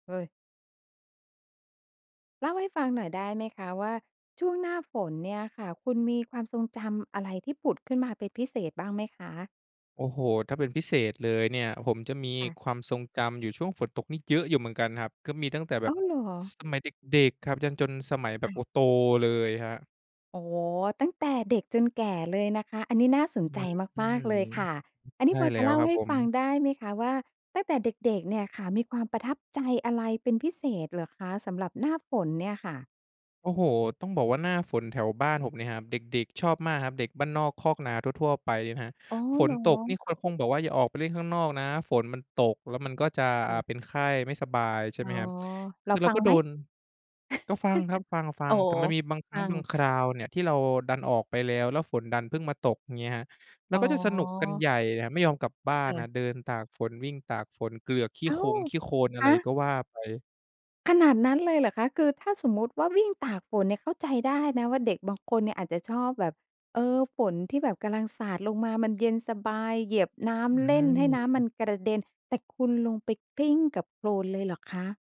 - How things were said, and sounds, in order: drawn out: "อื้อฮือ"; laugh
- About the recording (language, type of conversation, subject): Thai, podcast, ช่วงฤดูฝนคุณมีความทรงจำพิเศษอะไรบ้าง?
- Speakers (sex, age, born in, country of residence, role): female, 50-54, Thailand, Thailand, host; male, 20-24, Thailand, Thailand, guest